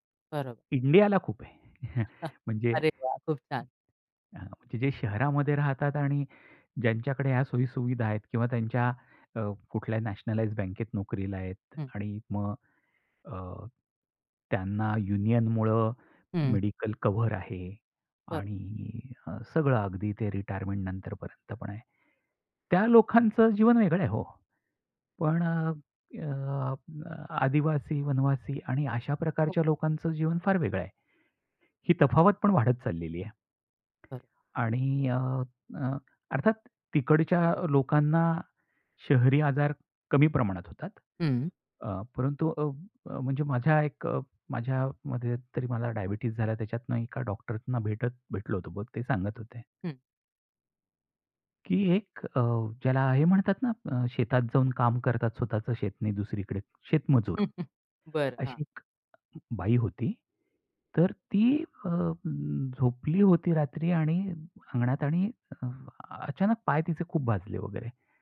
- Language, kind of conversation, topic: Marathi, podcast, आरोग्य क्षेत्रात तंत्रज्ञानामुळे कोणते बदल घडू शकतात, असे तुम्हाला वाटते का?
- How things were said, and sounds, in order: chuckle; other background noise; tapping; chuckle